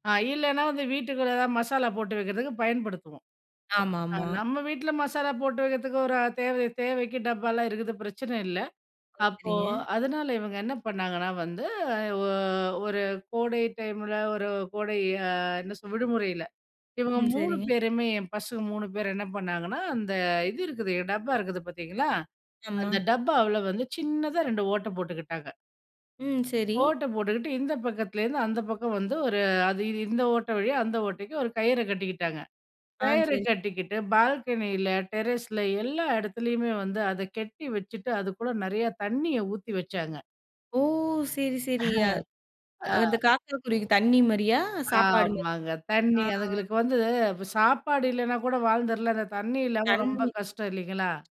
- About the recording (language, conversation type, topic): Tamil, podcast, பணமும் புகழும் இல்லாமலேயே அர்த்தம் கிடைக்குமா?
- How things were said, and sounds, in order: in English: "பால்கனியில டெர்ரஸ்ல"; drawn out: "ஓ!"; chuckle